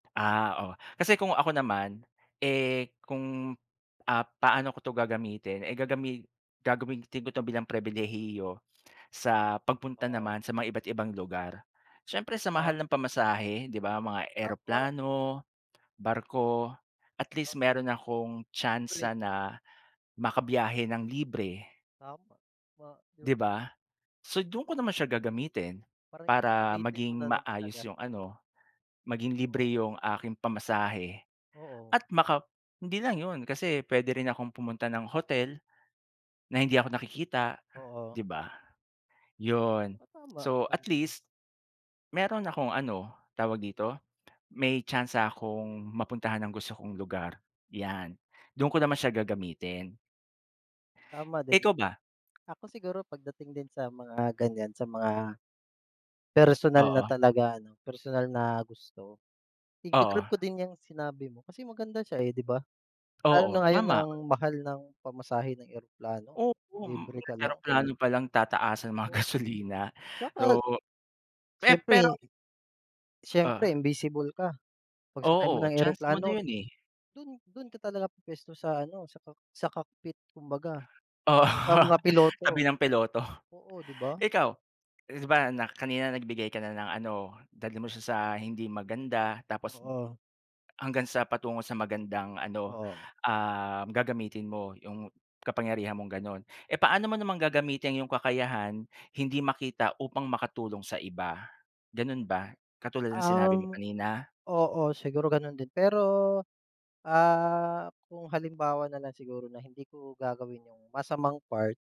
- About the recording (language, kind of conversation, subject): Filipino, unstructured, Kung kaya mong maging hindi nakikita, paano mo ito gagamitin?
- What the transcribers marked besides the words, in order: other background noise; tapping; "Opo" said as "Opom"; laughing while speaking: "gasolina"; in English: "cockpit"; laughing while speaking: "Oo"